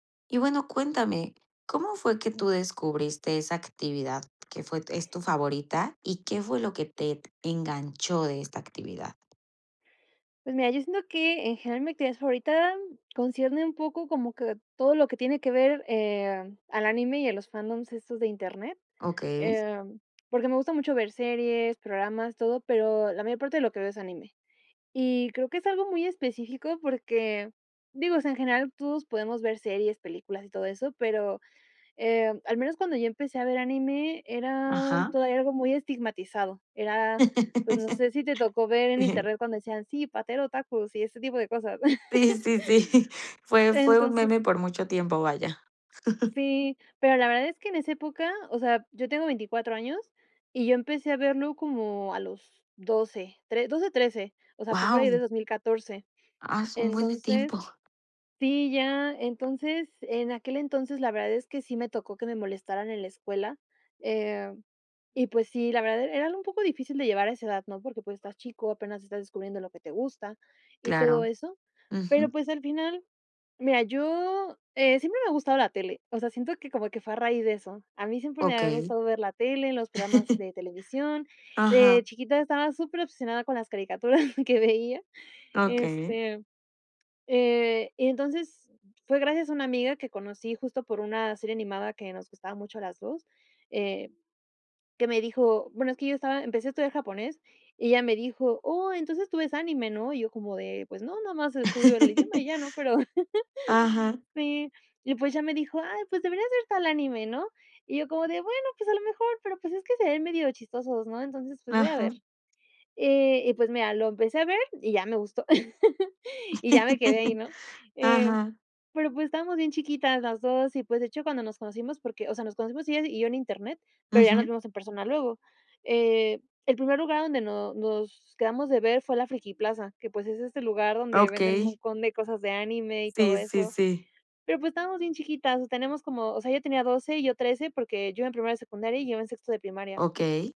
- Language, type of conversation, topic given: Spanish, podcast, ¿Cómo descubriste tu actividad favorita y por qué te enganchó?
- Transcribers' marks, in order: laugh; laughing while speaking: "Sí, sí, sí"; chuckle; laugh; giggle; chuckle; "nada más" said as "nomás"; laugh; chuckle; laugh; other background noise